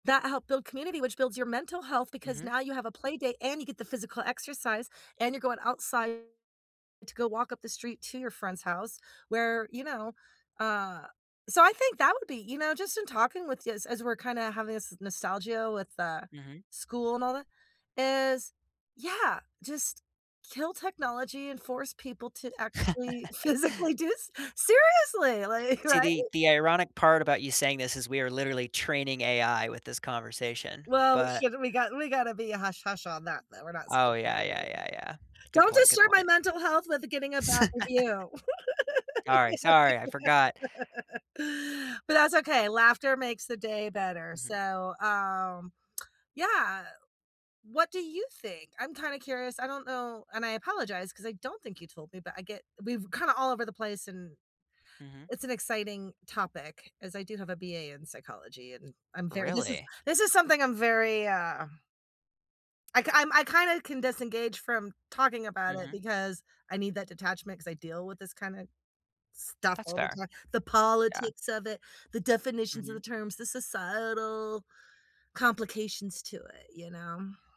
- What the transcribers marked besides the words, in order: laugh; laughing while speaking: "physically"; laughing while speaking: "Like"; other background noise; unintelligible speech; laugh; laugh; tongue click
- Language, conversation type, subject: English, unstructured, How can communities better support mental health?